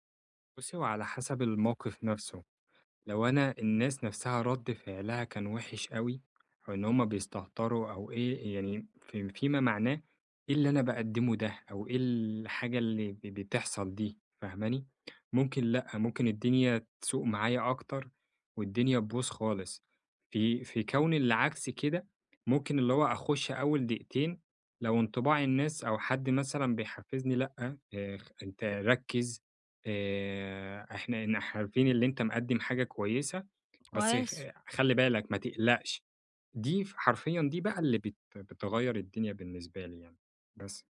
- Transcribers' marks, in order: tapping
- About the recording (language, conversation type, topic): Arabic, advice, إزاي أهدّي نفسي بسرعة لما تبدأ عندي أعراض القلق؟